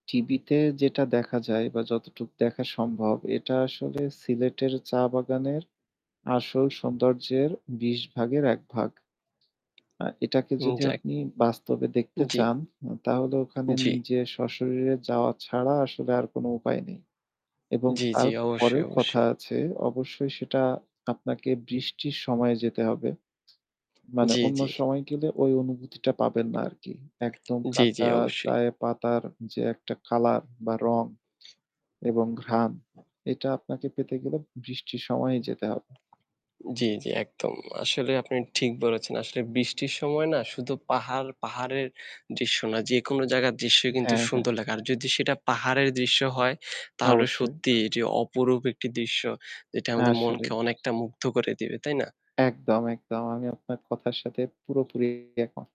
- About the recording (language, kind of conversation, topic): Bengali, unstructured, আপনার সেরা ভ্রমণ স্মৃতিটি কি শেয়ার করবেন?
- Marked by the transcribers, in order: static; tapping; other background noise; distorted speech